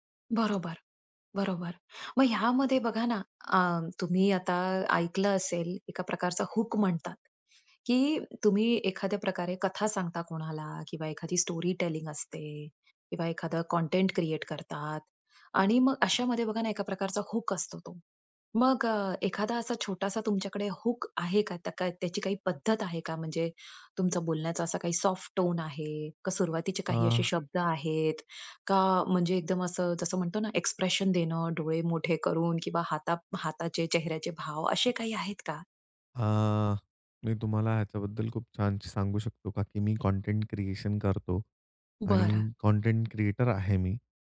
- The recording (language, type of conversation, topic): Marathi, podcast, कथा सांगताना समोरच्या व्यक्तीचा विश्वास कसा जिंकतोस?
- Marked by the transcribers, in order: in English: "स्टोरी टेलिंग"; in English: "कंटेंट क्रिएट"; in English: "सॉफ्ट टोन"; in English: "क्रिएशन"